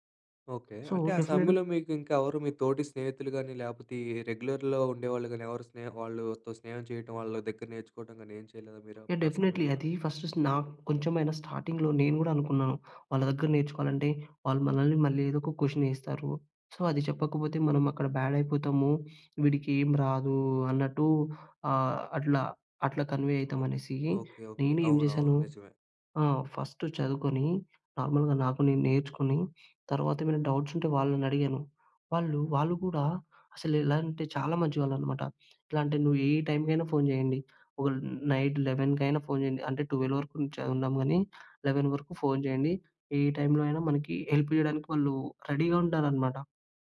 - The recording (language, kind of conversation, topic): Telugu, podcast, మీ జీవితంలో జరిగిన ఒక పెద్ద మార్పు గురించి వివరంగా చెప్పగలరా?
- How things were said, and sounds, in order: in English: "సో, డెఫినిట్"; in English: "రెగ్యులర్‌లో"; in English: "డెఫినైట్‌లీ"; in English: "ఫస్ట్"; in English: "స్టార్టింగ్‌లో"; in English: "సో"; in English: "బ్యాడ్"; tapping; in English: "కన్వే"; in English: "ఫస్ట్"; in English: "నార్మల్‌గా"; in English: "డౌట్స్"; in English: "నైట్"; in English: "ట్వెల్వ్"; in English: "లెవెన్"; in English: "హెల్ప్"; in English: "రెడీగా"